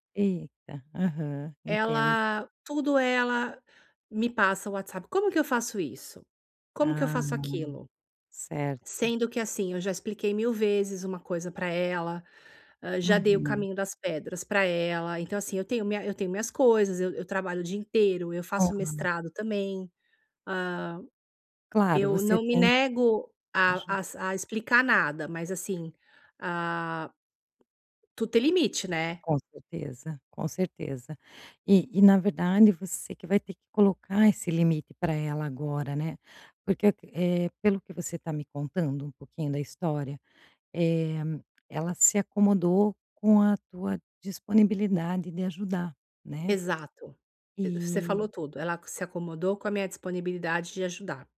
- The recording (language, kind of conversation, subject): Portuguese, advice, Como posso manter limites saudáveis ao apoiar um amigo?
- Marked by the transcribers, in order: tapping